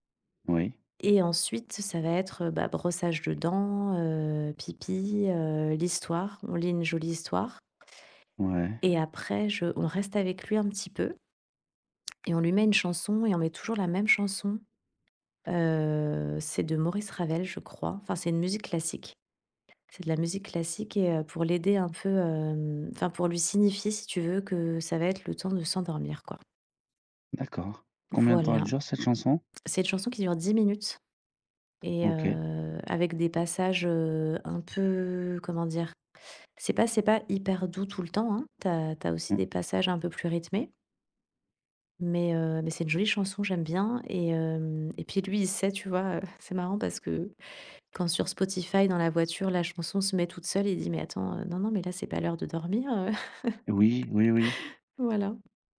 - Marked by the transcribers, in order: drawn out: "Heu"; chuckle; tapping; laugh
- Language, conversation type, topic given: French, podcast, Comment se déroule le coucher des enfants chez vous ?